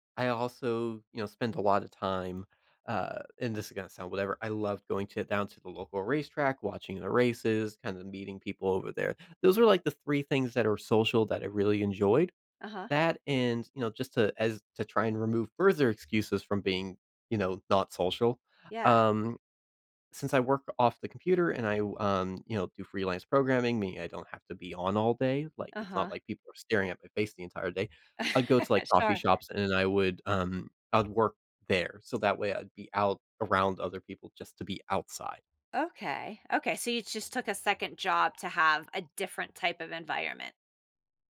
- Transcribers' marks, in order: laugh; other background noise
- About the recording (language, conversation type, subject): English, advice, How can I meet and make lasting friends after moving to a new city if I don't meet people outside work?
- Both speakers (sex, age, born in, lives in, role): female, 50-54, United States, United States, advisor; male, 20-24, United States, United States, user